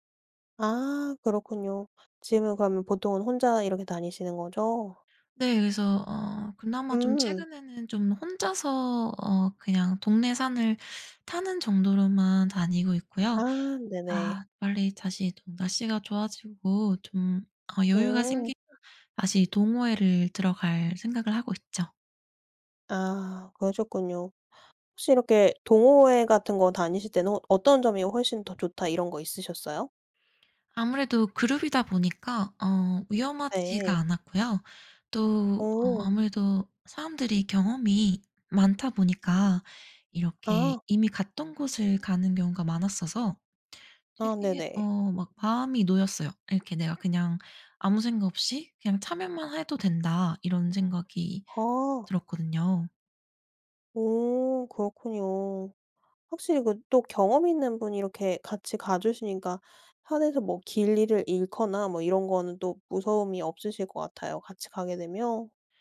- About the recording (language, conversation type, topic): Korean, podcast, 등산이나 트레킹은 어떤 점이 가장 매력적이라고 생각하시나요?
- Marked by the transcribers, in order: none